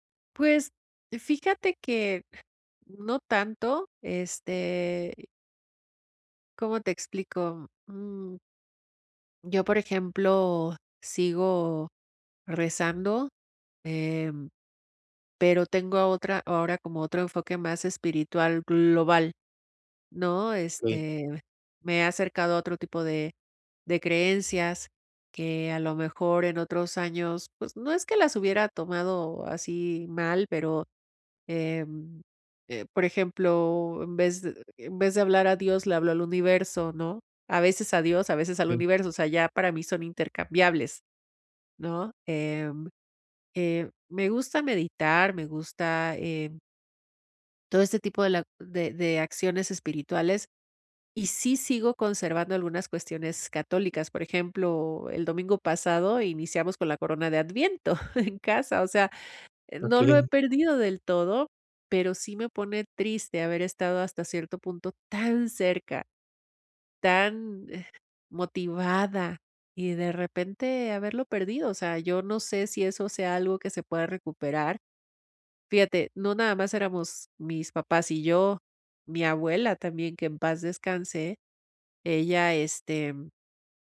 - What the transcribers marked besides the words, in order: tapping; chuckle
- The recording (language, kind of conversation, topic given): Spanish, advice, ¿Cómo puedo afrontar una crisis espiritual o pérdida de fe que me deja dudas profundas?